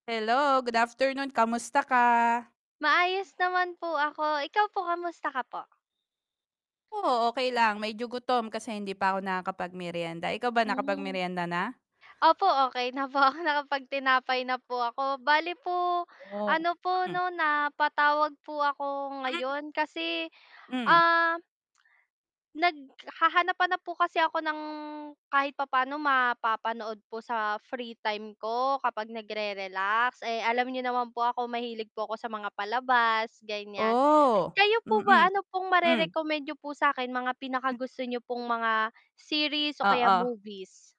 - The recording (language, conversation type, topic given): Filipino, unstructured, Ano ang pinakagusto mong pelikula, at bakit?
- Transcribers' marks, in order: static; sigh; tongue click; drawn out: "ng"; sigh; drawn out: "Oh"